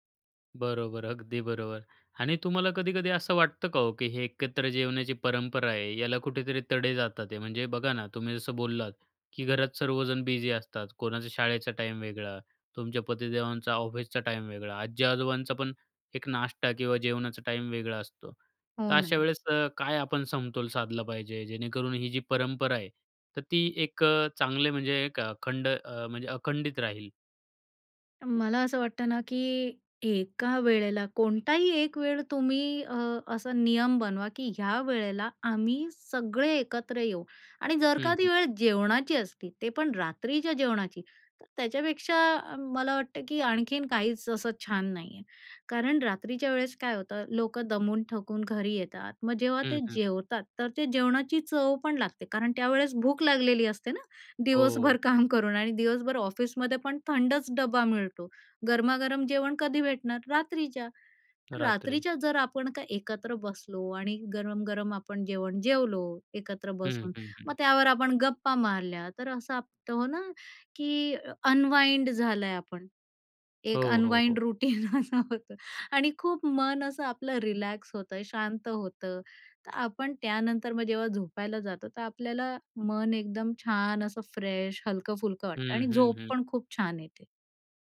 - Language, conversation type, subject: Marathi, podcast, एकत्र जेवण हे परंपरेच्या दृष्टीने तुमच्या घरी कसं असतं?
- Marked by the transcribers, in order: unintelligible speech; in English: "अनवाइंड"; in English: "अनवाइंड रूटीन"; chuckle; in English: "रिलॅक्स"; in English: "फ्रेश"